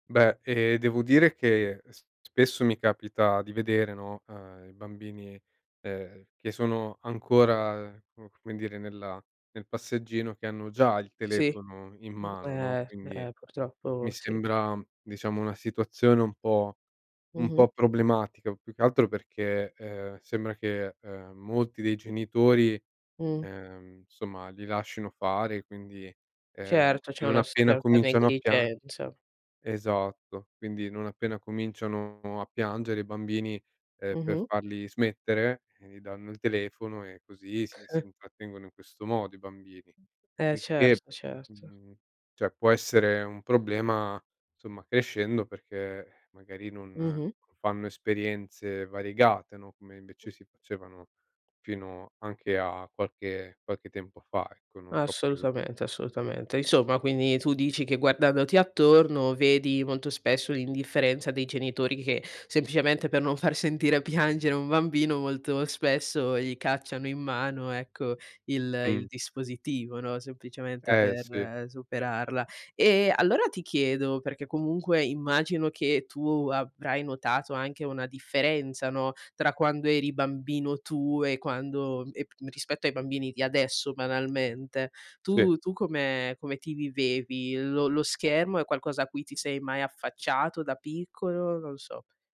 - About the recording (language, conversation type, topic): Italian, podcast, Come vedi oggi l’uso degli schermi da parte dei bambini?
- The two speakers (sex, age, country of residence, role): female, 20-24, Italy, host; male, 30-34, Italy, guest
- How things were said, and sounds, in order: chuckle; other background noise; tapping; laughing while speaking: "sentire piangere"